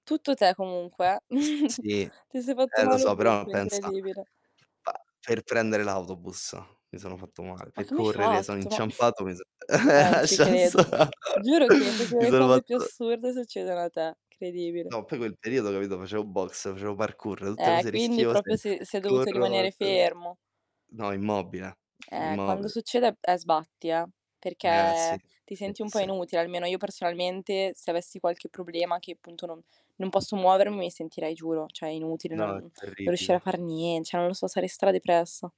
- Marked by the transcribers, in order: tapping; giggle; other background noise; snort; chuckle; laughing while speaking: "lascia sta"; "proprio" said as "popio"; chuckle; "proprio" said as "propio"; distorted speech; "cioè" said as "ceh"
- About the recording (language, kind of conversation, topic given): Italian, unstructured, Qual è stato il tuo ricordo più bello legato allo sport?